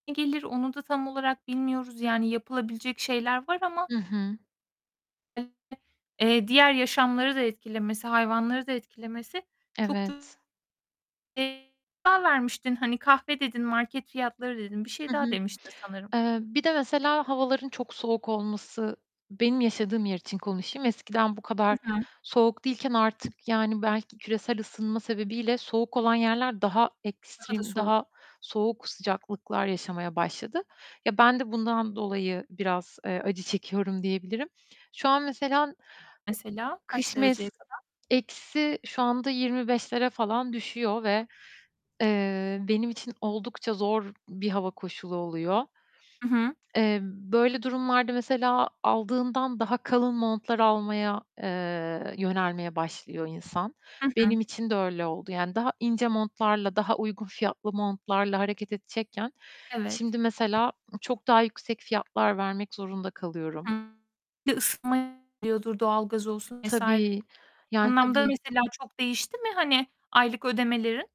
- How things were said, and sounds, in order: tapping; unintelligible speech; unintelligible speech; other background noise; distorted speech; static; laughing while speaking: "çekiyorum"; unintelligible speech; unintelligible speech
- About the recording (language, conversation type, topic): Turkish, podcast, İklim değişikliği günlük hayatımızı nasıl etkiliyor?